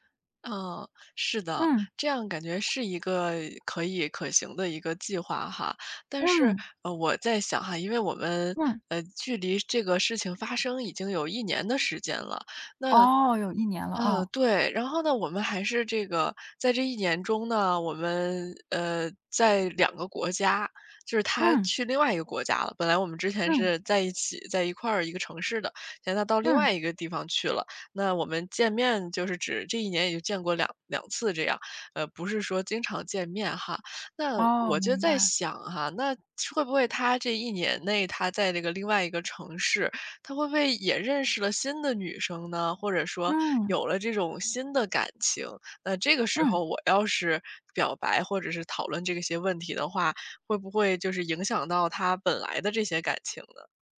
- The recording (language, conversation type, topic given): Chinese, advice, 我害怕表白会破坏友谊，该怎么办？
- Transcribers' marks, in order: none